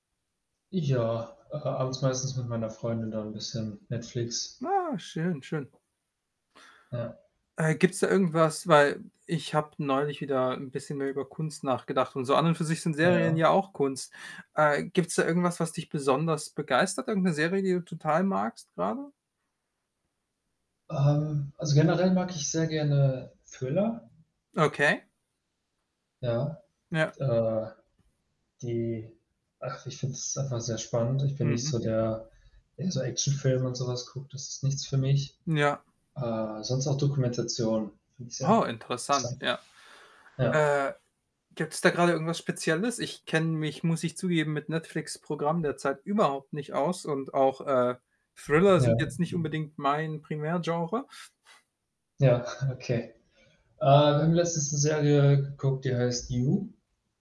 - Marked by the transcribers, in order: static; other background noise; distorted speech; chuckle
- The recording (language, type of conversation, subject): German, unstructured, Was macht Kunst für dich besonders?